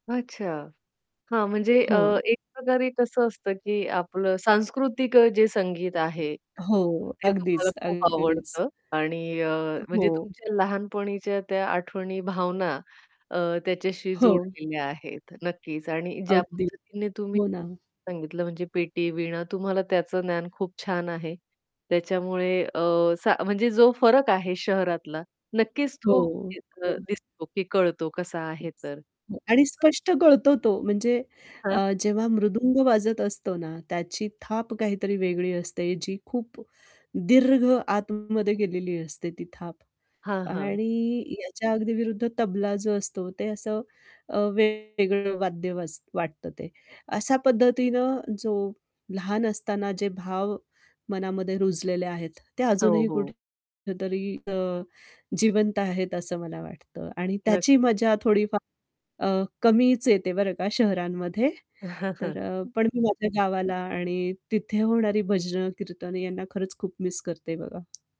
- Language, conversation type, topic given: Marathi, podcast, तुम्हाला शहर आणि गावातील संगीताचे भेद कसे दिसतात?
- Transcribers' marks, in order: other background noise; static; distorted speech; other noise; unintelligible speech; chuckle; tapping